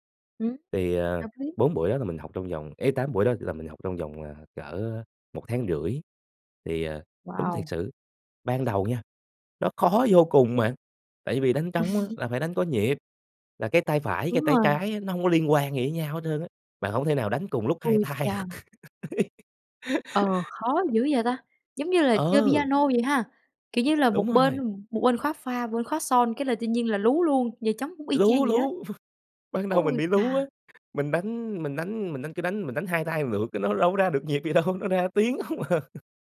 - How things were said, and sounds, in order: tapping; laugh; other background noise; laughing while speaking: "tay được"; laugh; chuckle; "một" said as "ừn"; laughing while speaking: "đâu"; laughing while speaking: "không à"
- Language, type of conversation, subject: Vietnamese, podcast, Bạn có thể kể về lần bạn tình cờ tìm thấy đam mê của mình không?